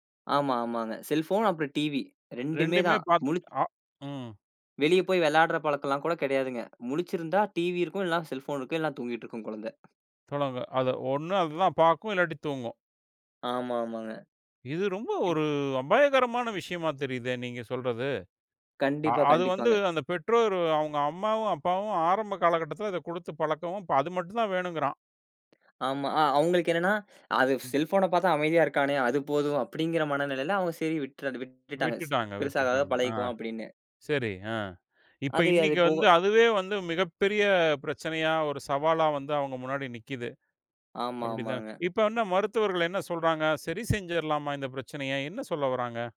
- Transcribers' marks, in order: other background noise; tapping
- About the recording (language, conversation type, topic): Tamil, podcast, குழந்தைகள் திரைச் சாதனங்களை அதிக நேரம் பயன்படுத்தினால், அதை நீங்கள் எப்படிக் கையாளுவீர்கள்?